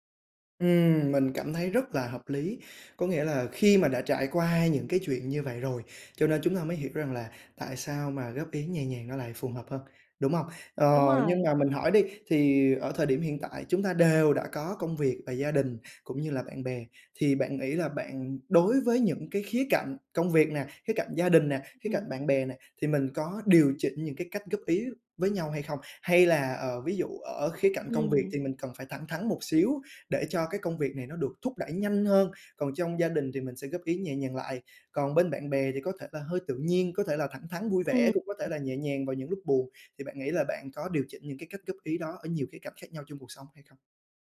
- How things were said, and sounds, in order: tapping; other background noise
- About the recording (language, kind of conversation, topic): Vietnamese, podcast, Bạn thích được góp ý nhẹ nhàng hay thẳng thắn hơn?